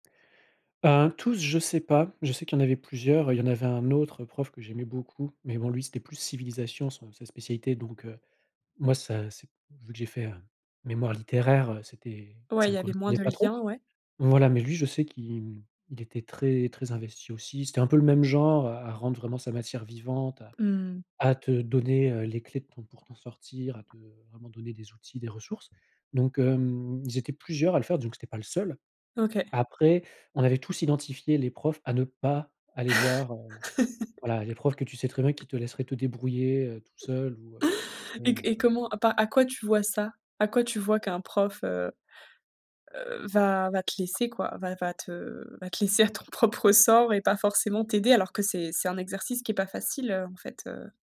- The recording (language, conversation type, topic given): French, podcast, Peux-tu nous parler d’un mentor ou d’un professeur que tu n’oublieras jamais ?
- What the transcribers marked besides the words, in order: tapping; other background noise; laugh; laugh